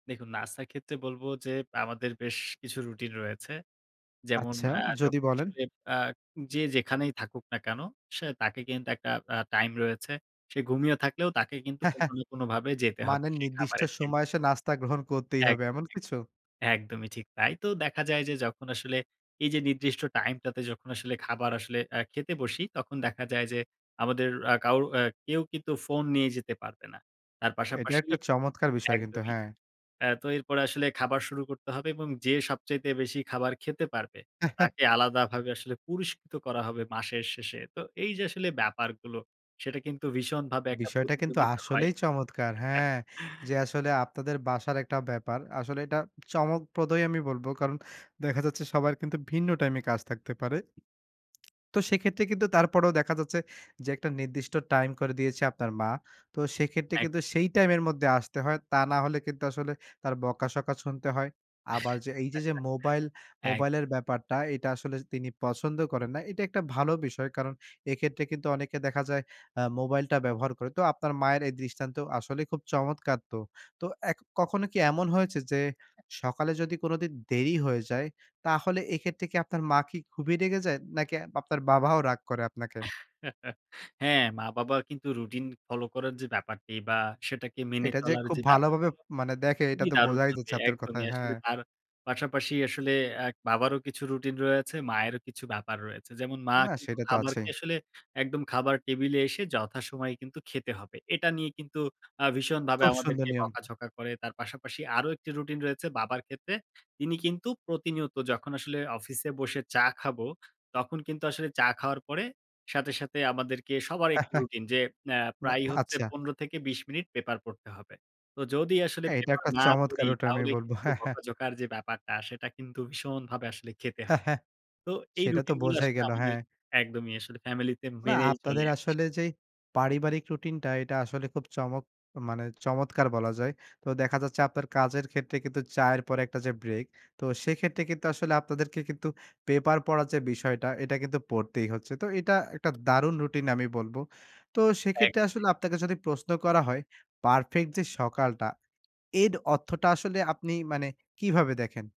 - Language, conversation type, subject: Bengali, podcast, আপনাদের পরিবারের সকালের রুটিন কেমন চলে?
- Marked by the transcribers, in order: chuckle; chuckle; tapping; "বকাঝকা" said as "বকাশকা"; chuckle; chuckle; chuckle; chuckle; chuckle